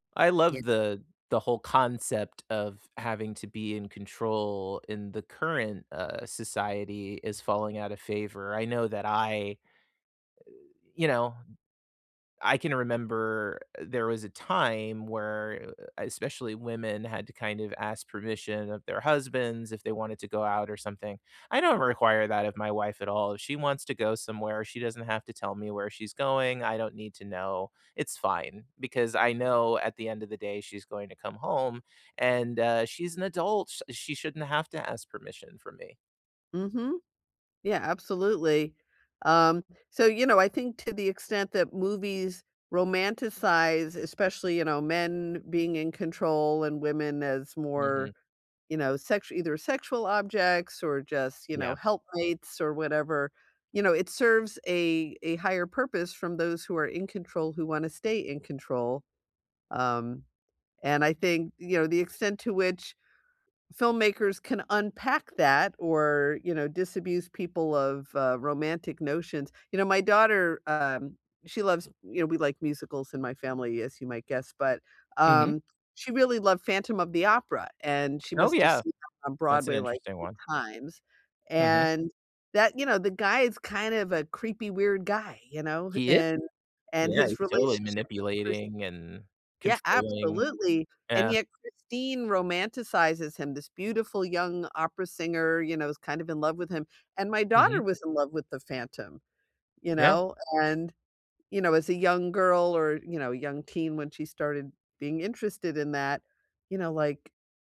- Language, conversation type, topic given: English, unstructured, How do you feel about movies that romanticize toxic relationships?
- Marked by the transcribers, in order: other background noise